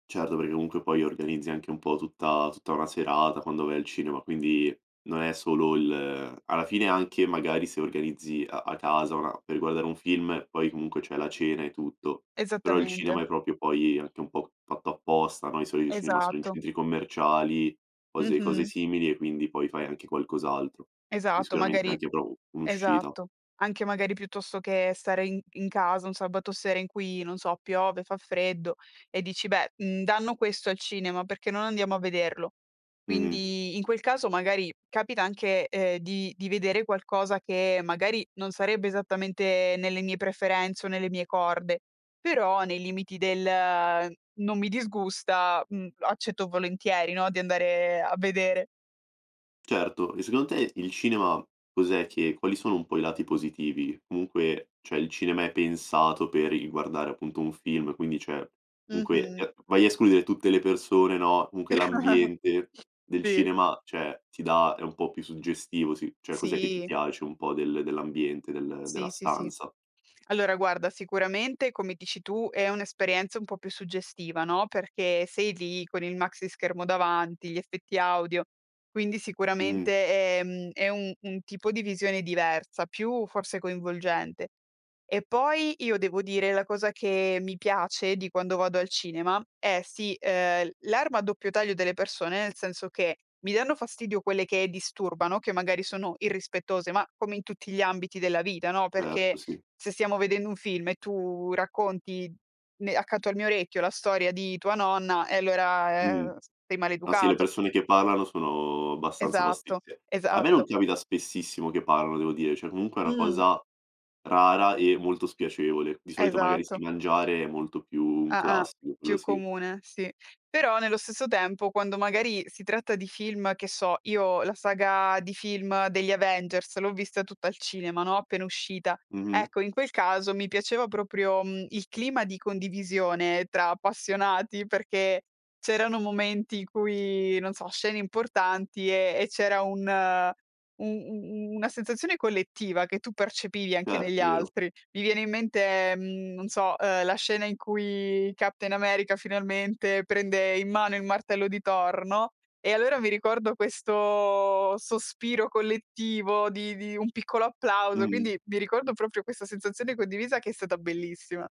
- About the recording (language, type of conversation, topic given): Italian, podcast, Come cambia l’esperienza di vedere un film al cinema rispetto a casa?
- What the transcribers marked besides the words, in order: other background noise; "proprio" said as "propio"; unintelligible speech; "comunque" said as "munque"; unintelligible speech; chuckle; tapping; "capita" said as "apita"; joyful: "appassionati perché c'erano momenti in cui"; drawn out: "questo"; joyful: "quindi mi ricordo proprio questa sensazione condivisa che è stata bellissima"